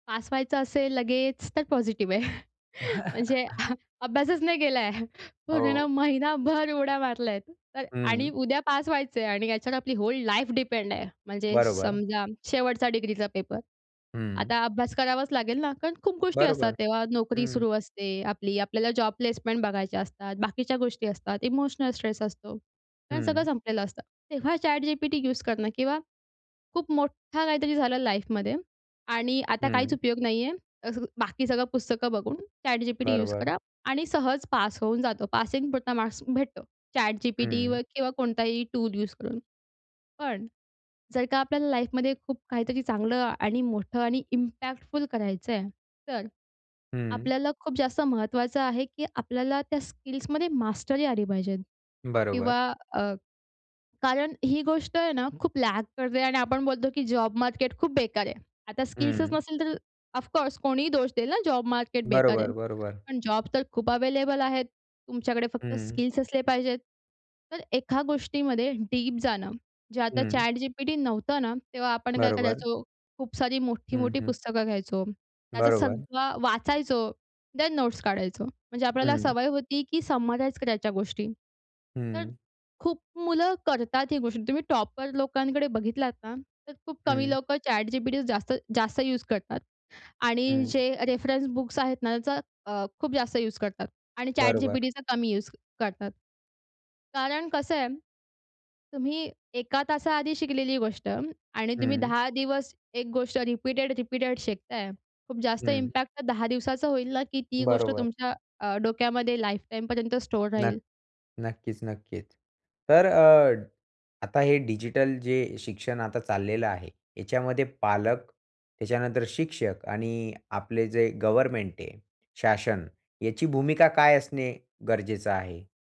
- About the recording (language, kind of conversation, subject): Marathi, podcast, डिजिटल शिक्षणामुळे आपल्या शाळांमध्ये काय बदल घडून येतील?
- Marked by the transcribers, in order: chuckle; laughing while speaking: "अभ्यासच नाही केला आहे"; chuckle; in English: "होल लाईफ डिपेंड"; tapping; in English: "लाईफमध्ये"; other noise; in English: "लाईफमध्ये"; in English: "इम्पॅक्टफुल"; in English: "लॅक"; in English: "ऑफकोर्स"; other background noise; in English: "थेन"; in English: "रेफरन्स बुक्स"; in English: "रिपीटेड-रिपीटेड"; in English: "इम्पॅक्ट"; in English: "लाईफ टाईम"